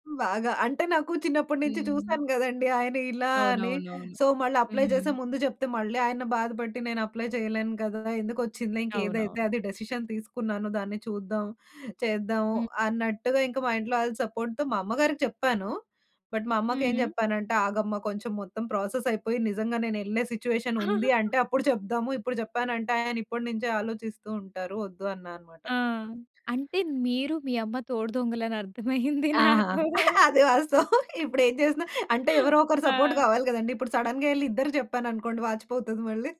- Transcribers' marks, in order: in English: "సో"; in English: "అప్లై"; in English: "అప్లై"; in English: "డిసిషన్"; in English: "సపోర్ట్‌తో"; in English: "బట్"; in English: "ప్రాసెస్"; in English: "సిట్యుయేషన్"; laugh; other background noise; laughing while speaking: "అర్థమయింది నాకు"; laughing while speaking: "అది వాస్తవం. ఇప్పుడేం జేసినా"; in English: "సపోర్ట్"; in English: "సడెన్‌గా"
- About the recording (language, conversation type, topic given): Telugu, podcast, మీ స్వప్నాలను నెరవేర్చుకునే దారిలో కుటుంబ ఆశలను మీరు ఎలా సమతుల్యం చేస్తారు?